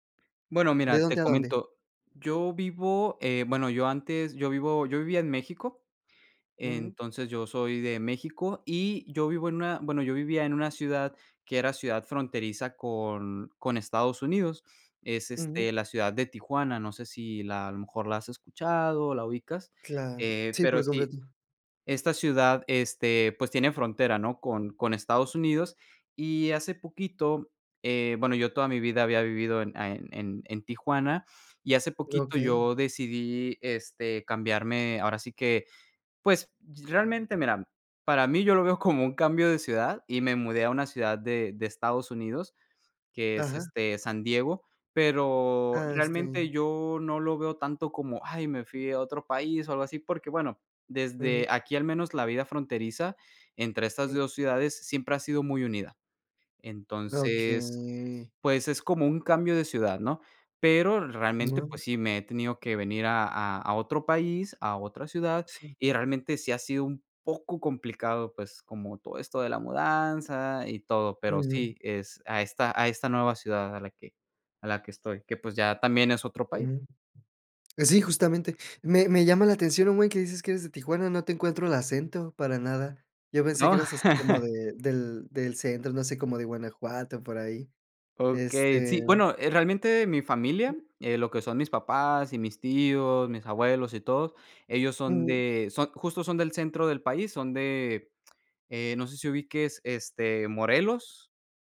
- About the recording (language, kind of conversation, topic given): Spanish, podcast, ¿Qué cambio de ciudad te transformó?
- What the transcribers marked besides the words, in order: chuckle